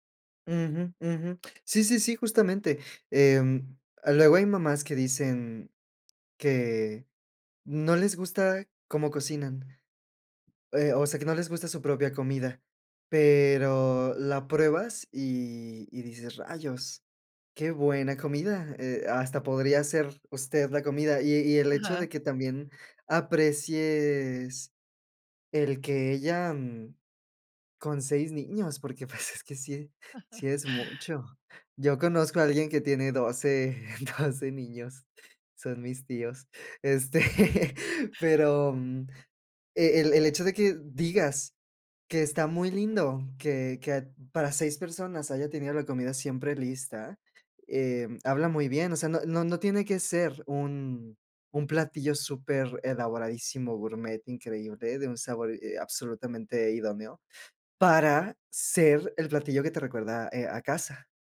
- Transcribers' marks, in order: laughing while speaking: "pues"; laugh; laughing while speaking: "Este"
- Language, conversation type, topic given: Spanish, podcast, ¿Qué comidas te hacen sentir en casa?